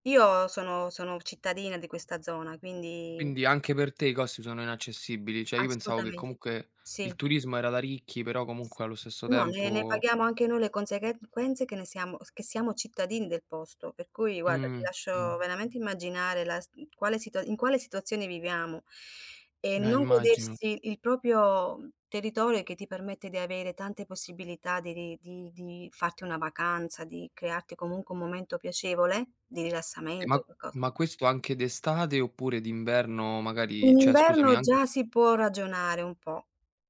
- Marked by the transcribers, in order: tapping; "Cioè" said as "ceh"; "conseguenze" said as "consequenze"; other background noise; "proprio" said as "propio"; "cioè" said as "ceh"
- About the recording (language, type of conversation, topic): Italian, unstructured, Come si può risparmiare denaro senza rinunciare ai piaceri quotidiani?
- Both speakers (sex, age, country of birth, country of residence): female, 55-59, Italy, Italy; male, 25-29, Italy, Italy